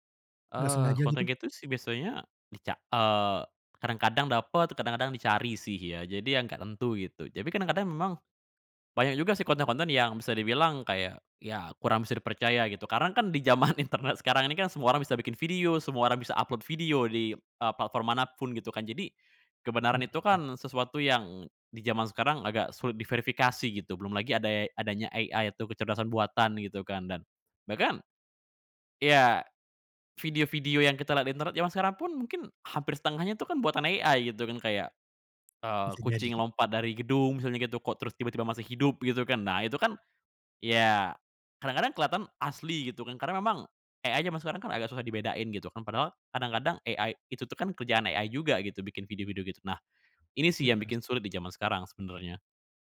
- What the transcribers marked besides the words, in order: laughing while speaking: "zaman"; in English: "AI"; in English: "AI"; in English: "AI"; in English: "AI"; in English: "AI"
- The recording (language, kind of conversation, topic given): Indonesian, podcast, Apa yang membuat konten influencer terasa asli atau palsu?